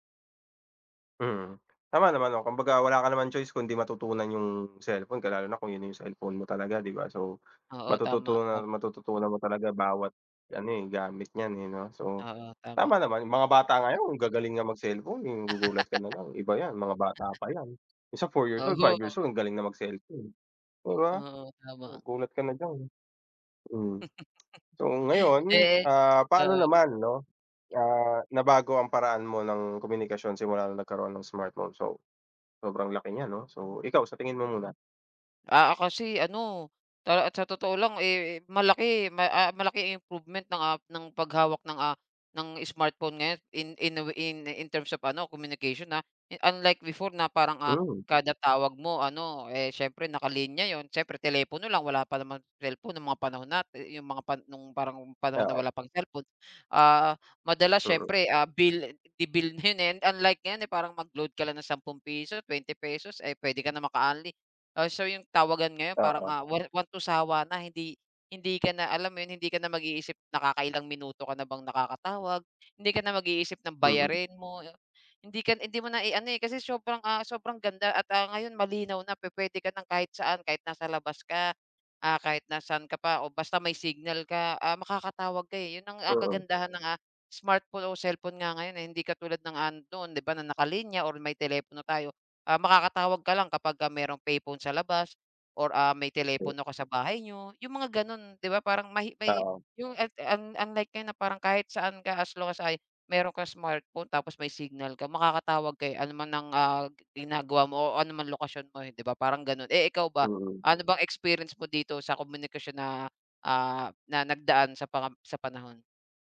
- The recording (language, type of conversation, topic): Filipino, unstructured, Ano ang naramdaman mo nang unang beses kang gumamit ng matalinong telepono?
- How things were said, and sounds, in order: laugh; laugh; tapping; other background noise